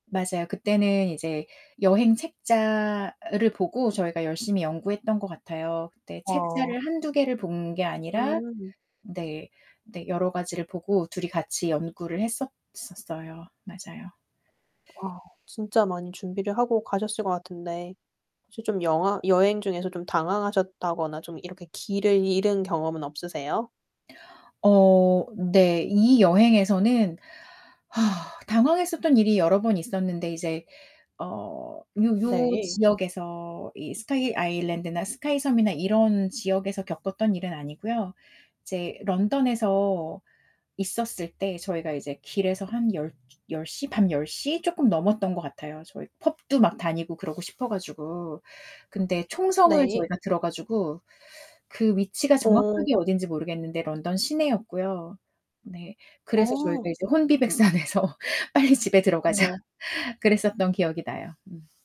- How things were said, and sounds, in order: other background noise; distorted speech; static; sigh; laughing while speaking: "혼비백산해서 빨리"; laughing while speaking: "들어가자"
- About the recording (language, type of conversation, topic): Korean, podcast, 자연 속에서 가장 기억에 남는 여행은 무엇이었나요?